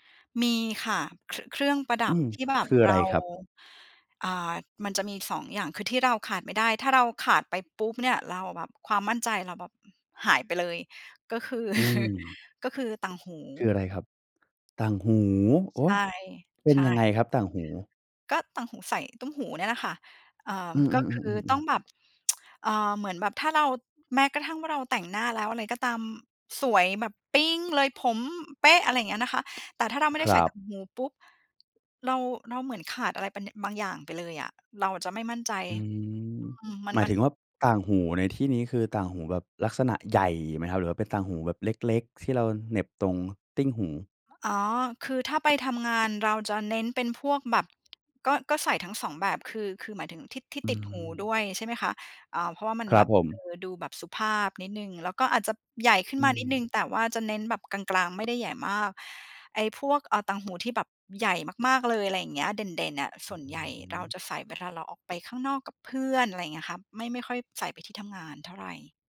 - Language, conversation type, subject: Thai, podcast, สไตล์การแต่งตัวของคุณบอกอะไรเกี่ยวกับตัวคุณบ้าง?
- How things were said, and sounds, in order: chuckle; other background noise; tsk; "ติ่ง" said as "ติ้ง"